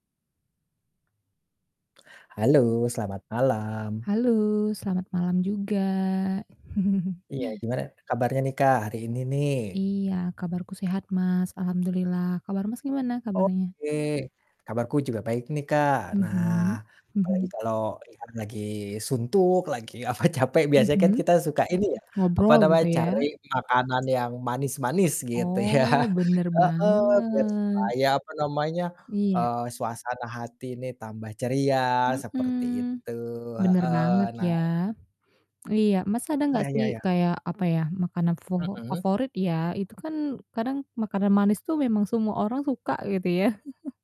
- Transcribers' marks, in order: chuckle; distorted speech; laughing while speaking: "apa"; laughing while speaking: "ya"; tapping; chuckle
- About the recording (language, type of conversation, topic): Indonesian, unstructured, Apa makanan manis favorit yang selalu membuat suasana hati ceria?